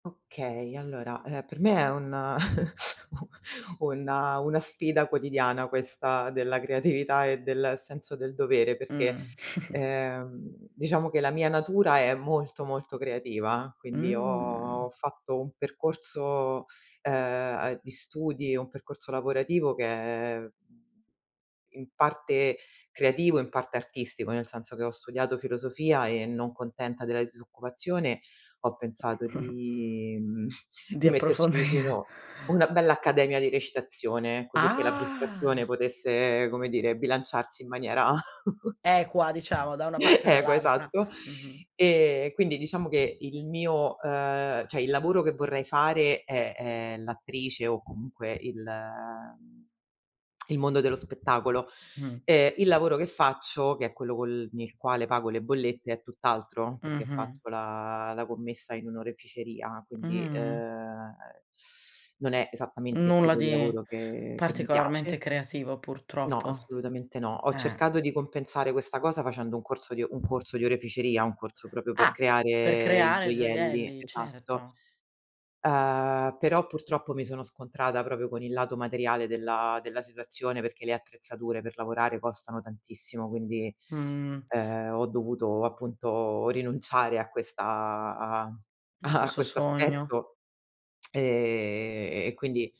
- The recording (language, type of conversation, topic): Italian, podcast, Come ti dividi tra la creatività e il lavoro quotidiano?
- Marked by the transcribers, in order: chuckle; tapping; chuckle; drawn out: "ho"; drawn out: "Mh"; drawn out: "è"; drawn out: "di"; chuckle; laughing while speaking: "approfondire"; drawn out: "Ah"; chuckle; "cioè" said as "ceh"; other background noise; lip smack; drawn out: "Mh"; drawn out: "ehm"; teeth sucking; "proprio" said as "propio"; laughing while speaking: "a"; tsk; drawn out: "e"